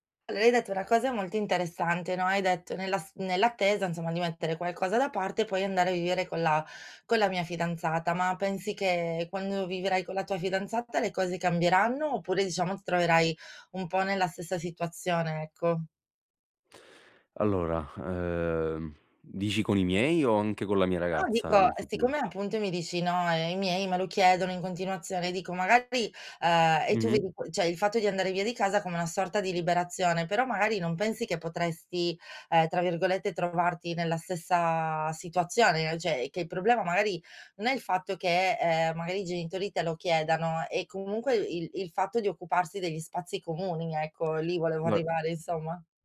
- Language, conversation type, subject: Italian, advice, Come posso ridurre le distrazioni domestiche per avere più tempo libero?
- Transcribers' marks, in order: other background noise; unintelligible speech; tapping